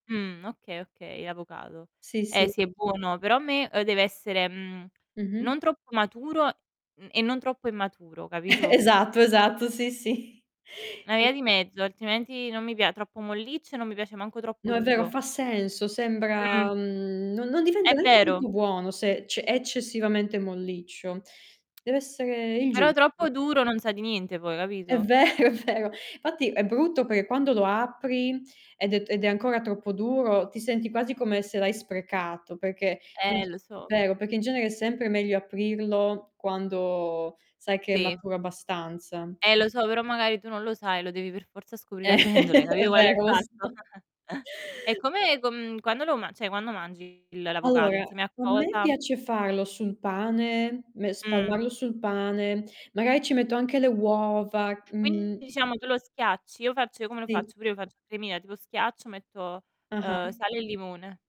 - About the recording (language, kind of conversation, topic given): Italian, unstructured, Come influisce la tua alimentazione sul tuo benessere fisico?
- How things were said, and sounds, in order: distorted speech; chuckle; laughing while speaking: "sì"; "cioè" said as "ceh"; laughing while speaking: "vero, è"; chuckle; laughing while speaking: "aprendolo"; laughing while speaking: "so"; chuckle; "cioè" said as "ceh"; other background noise; static; tapping